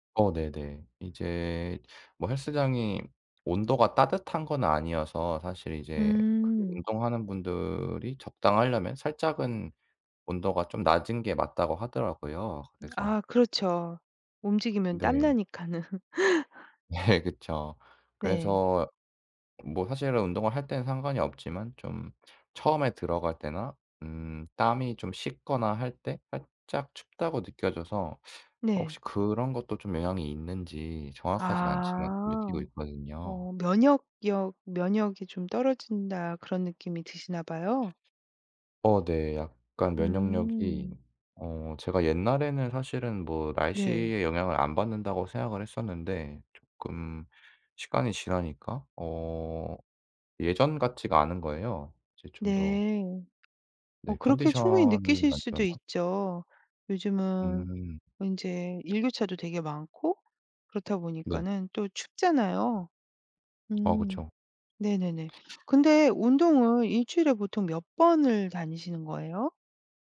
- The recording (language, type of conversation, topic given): Korean, advice, 운동 후 피로가 오래가고 잠을 자도 회복이 잘 안 되는 이유는 무엇인가요?
- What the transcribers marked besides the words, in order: laughing while speaking: "땀나니까는"; laughing while speaking: "네"; other background noise